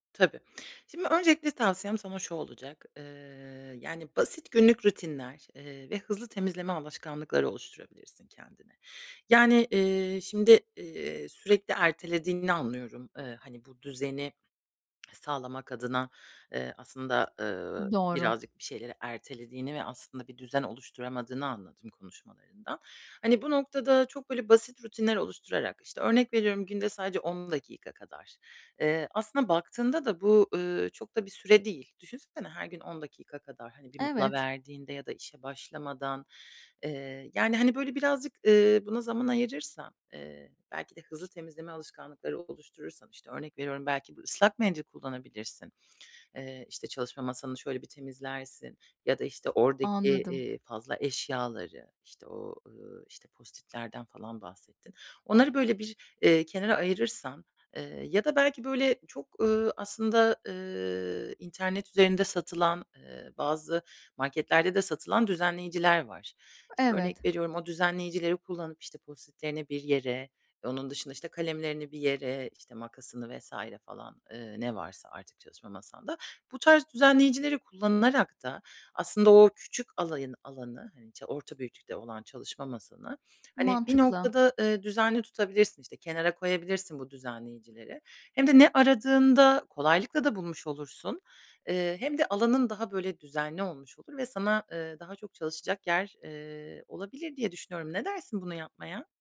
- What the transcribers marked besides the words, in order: tsk; other background noise; tapping
- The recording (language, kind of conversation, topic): Turkish, advice, Yaratıcı çalışma alanımı her gün nasıl düzenli, verimli ve ilham verici tutabilirim?